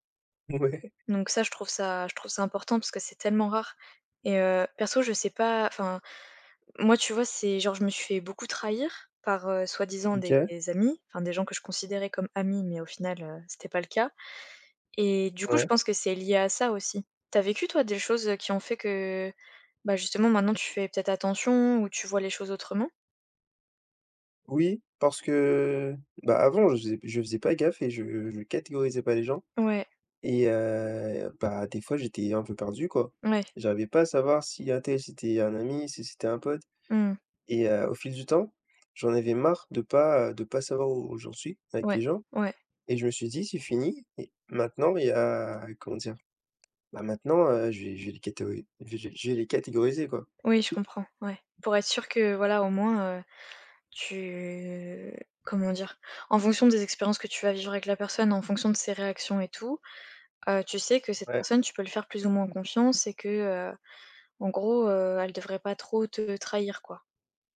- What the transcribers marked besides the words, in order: laughing while speaking: "Mouais"; tapping; other background noise; drawn out: "tu"
- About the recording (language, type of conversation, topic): French, unstructured, Quelle qualité apprécies-tu le plus chez tes amis ?